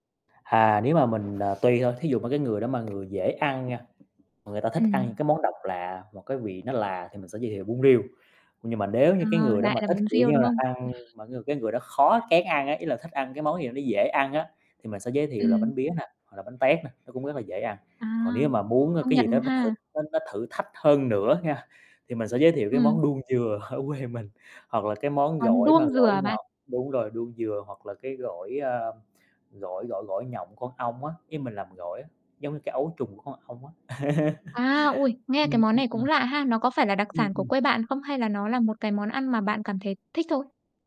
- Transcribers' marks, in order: other background noise; tapping; chuckle; distorted speech; laughing while speaking: "ở"; laugh
- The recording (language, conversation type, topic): Vietnamese, podcast, Bạn nghĩ ẩm thực giúp gìn giữ văn hoá như thế nào?
- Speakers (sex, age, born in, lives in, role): female, 25-29, Vietnam, Vietnam, host; male, 30-34, Vietnam, Vietnam, guest